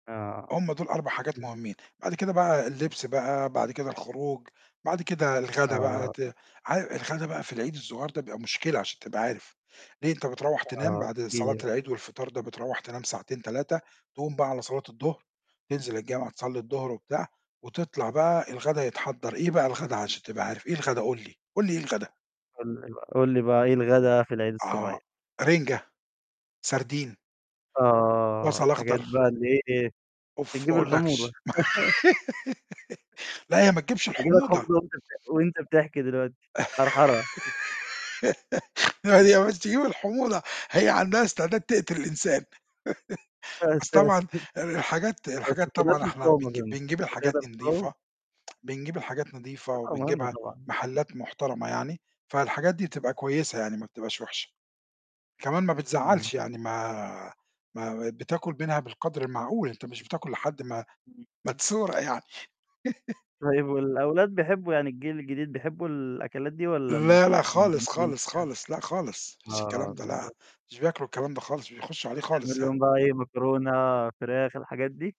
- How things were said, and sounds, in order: other noise; distorted speech; tapping; chuckle; laugh; laugh; laugh; chuckle; tsk; other background noise; laugh
- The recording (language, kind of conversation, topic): Arabic, podcast, إيه طقوس الاحتفال اللي بتعتز بيها من تراثك؟